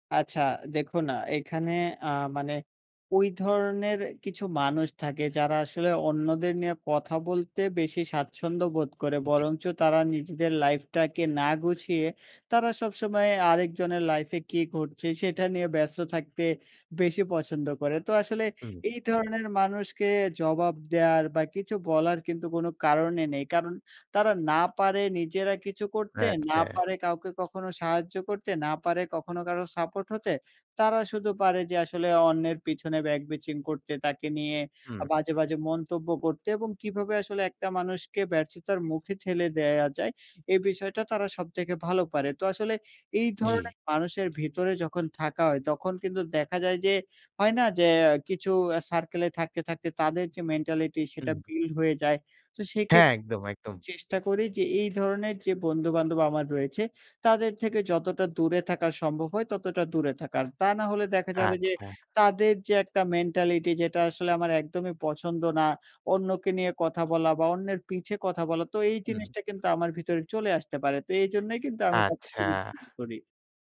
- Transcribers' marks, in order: in English: "back bitching"
- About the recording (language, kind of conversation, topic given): Bengali, podcast, তুমি কীভাবে ব্যর্থতা থেকে ফিরে আসো?